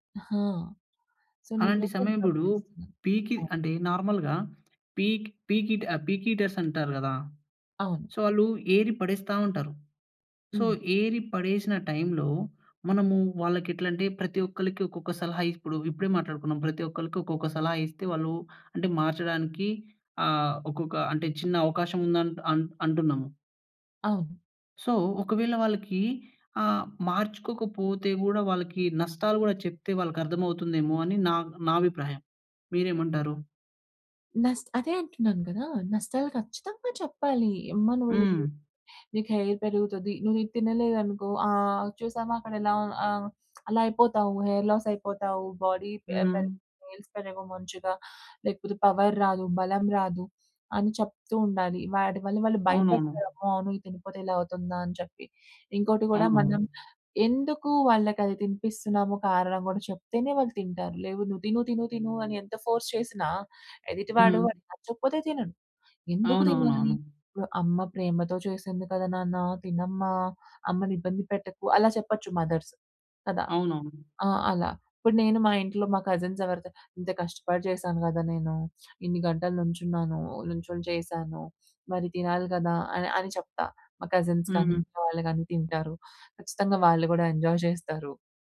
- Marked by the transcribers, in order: in English: "సో"; in English: "నార్మల్‌గా"; in English: "సో"; in English: "సో"; in English: "సో"; in English: "హెయిర్"; tapping; in English: "హెయిర్ లాస్"; in English: "బోడీ"; in English: "నేయిల్స్"; in English: "పవర్"; in English: "ఫోర్స్"; in English: "కజిన్స్"; other background noise; in English: "కజిన్స్"; in English: "ఎంజోయ్"
- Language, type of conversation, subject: Telugu, podcast, పికీగా తినేవారికి భోజనాన్ని ఎలా సరిపోయేలా మార్చాలి?